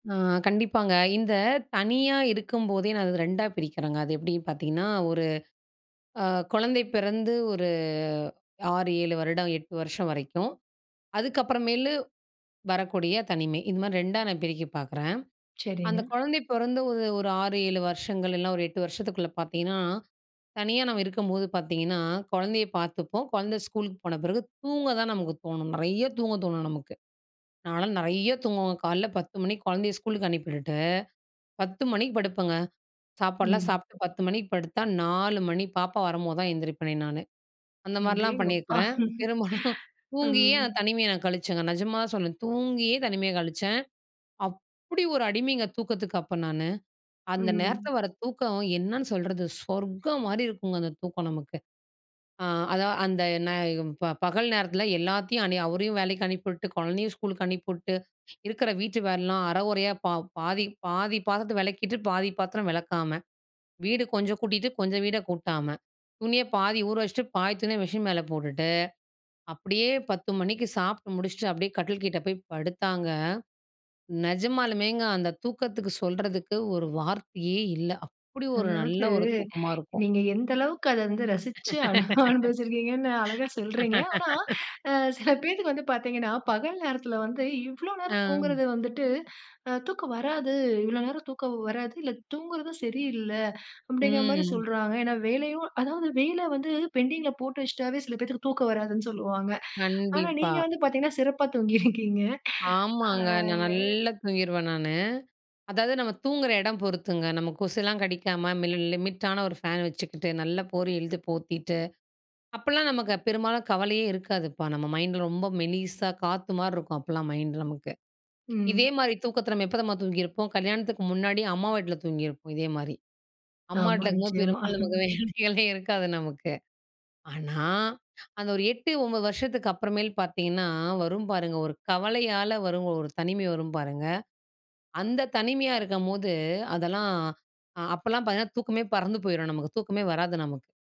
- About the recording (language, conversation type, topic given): Tamil, podcast, நீங்கள் தனிமையாக உணரும்போது என்ன செய்கிறீர்கள்?
- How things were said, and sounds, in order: laugh; chuckle; chuckle; laugh; other noise; chuckle; snort